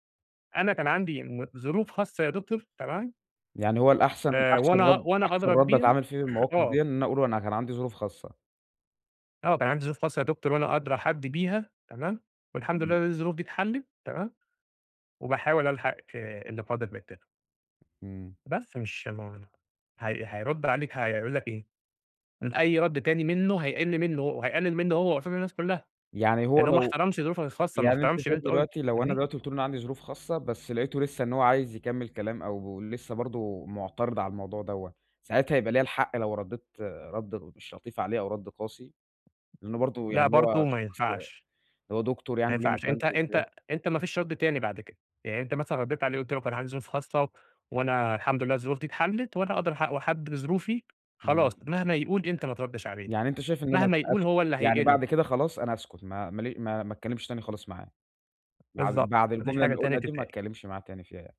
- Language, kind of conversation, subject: Arabic, advice, إزاي أتعامل مع القلق الاجتماعي وأرجّع ثقتي في نفسي بعد موقف مُحرِج قدّام الناس؟
- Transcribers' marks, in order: throat clearing; in English: "الTerm"; unintelligible speech; other background noise; tapping